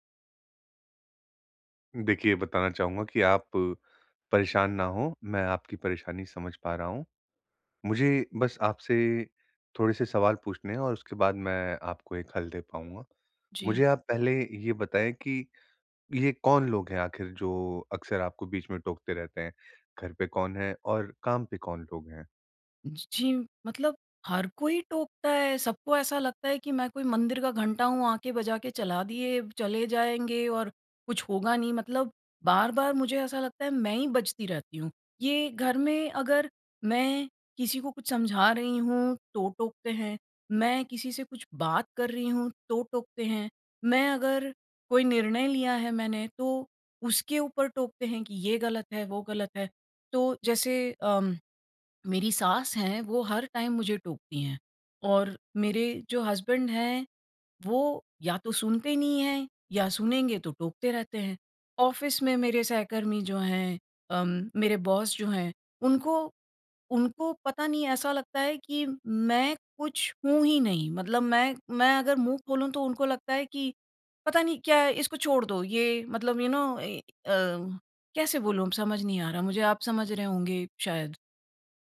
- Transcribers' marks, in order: in English: "टाइम"; in English: "हसबैंड"; in English: "ऑफ़िस"; in English: "बॉस"; in English: "यू नो"
- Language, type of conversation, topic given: Hindi, advice, घर या कार्यस्थल पर लोग बार-बार बीच में टोकते रहें तो क्या करें?